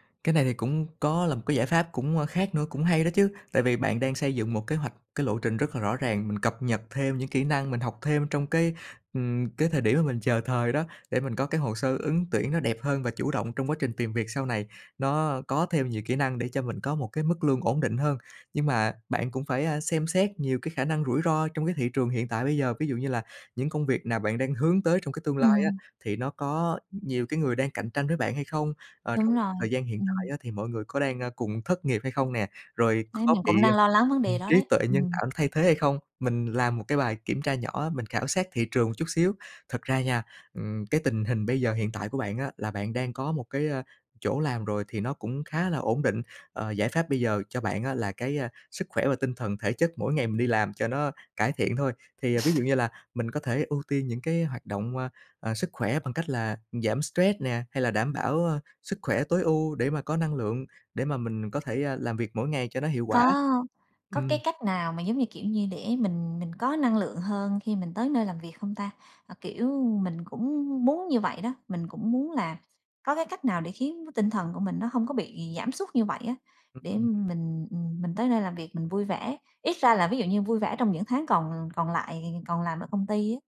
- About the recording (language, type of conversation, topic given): Vietnamese, advice, Mình muốn nghỉ việc nhưng lo lắng về tài chính và tương lai, mình nên làm gì?
- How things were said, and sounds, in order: sniff; other background noise